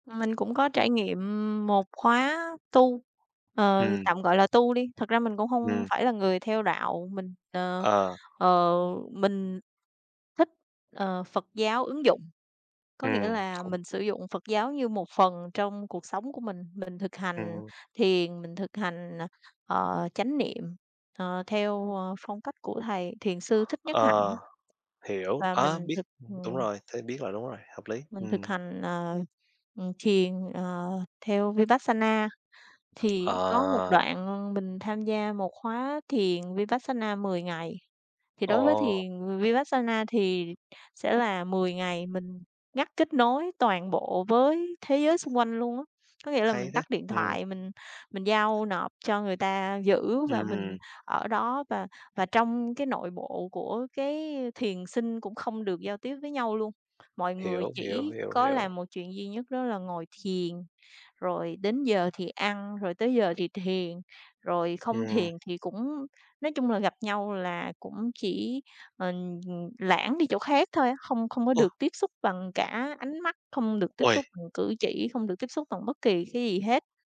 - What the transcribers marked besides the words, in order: other background noise; tapping; horn; in Pali: "Vipassana"; in Pali: "Vipassana"; in Pali: "Vipassana"
- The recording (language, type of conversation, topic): Vietnamese, unstructured, Bạn đã từng tham gia hoạt động ngoại khóa thú vị nào chưa?